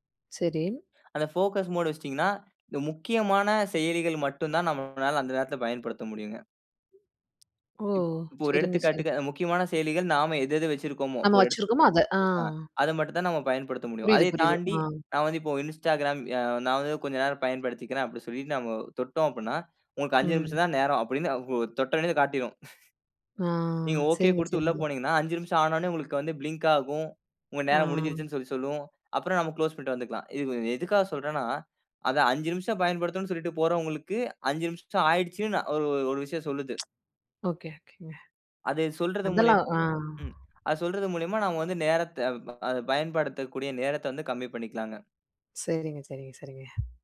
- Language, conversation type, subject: Tamil, podcast, தொலைப்பேசியும் சமூக ஊடகங்களும் கவனத்தைச் சிதறடிக்கும் போது, அவற்றைப் பயன்படுத்தும் நேரத்தை நீங்கள் எப்படி கட்டுப்படுத்துவீர்கள்?
- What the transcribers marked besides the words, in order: breath; in English: "ஃபோகஸ் மோட்"; other background noise; chuckle; drawn out: "அ!"; in English: "பிளிங்க்"; drawn out: "அ"; in English: "க்ளோஸ்"; tsk